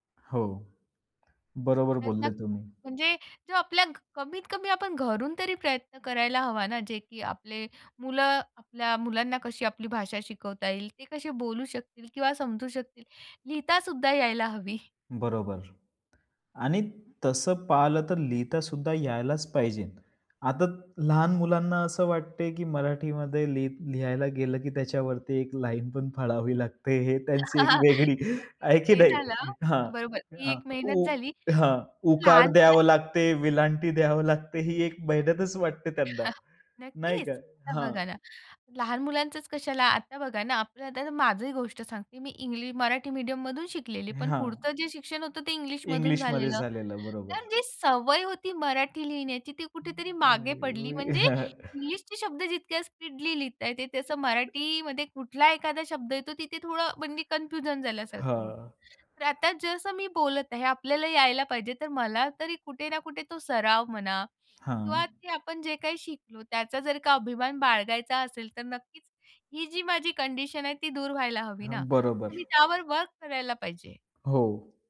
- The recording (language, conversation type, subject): Marathi, podcast, मुलांना मातृभाषेचं महत्त्व कसं पटवून द्याल?
- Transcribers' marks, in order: laughing while speaking: "हवी"; in English: "लाईन"; laughing while speaking: "फाळावी लागते. हे त्यांची एक वेगळी आहे की नाही?"; giggle; chuckle; chuckle; in English: "स्पीडली"; "स्पीडीली" said as "स्पीडली"; other noise; in English: "कन्फ्युजन"; in English: "कंडिशन"; in English: "वर्क"